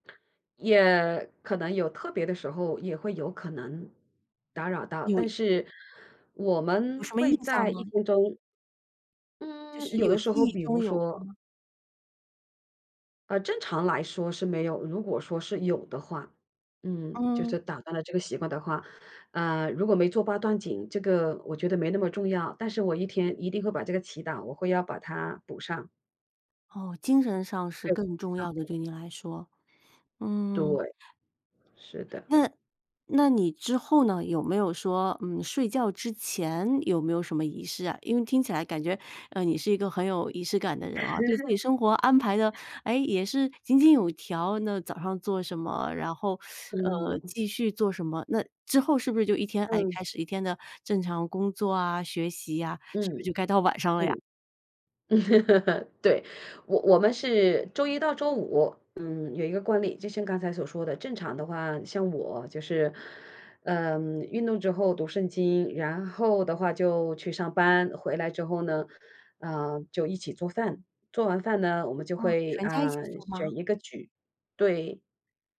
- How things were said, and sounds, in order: chuckle; teeth sucking; chuckle
- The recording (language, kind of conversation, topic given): Chinese, podcast, 你每天有没有必做的生活小仪式？
- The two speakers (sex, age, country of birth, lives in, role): female, 40-44, China, Spain, host; female, 50-54, China, United States, guest